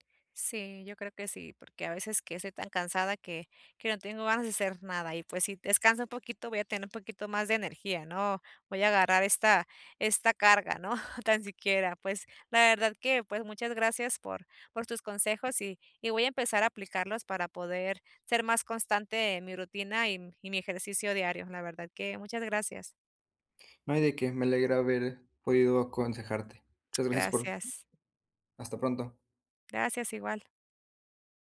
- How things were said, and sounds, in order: none
- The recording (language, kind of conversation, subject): Spanish, advice, ¿Cómo puedo ser más constante con mi rutina de ejercicio?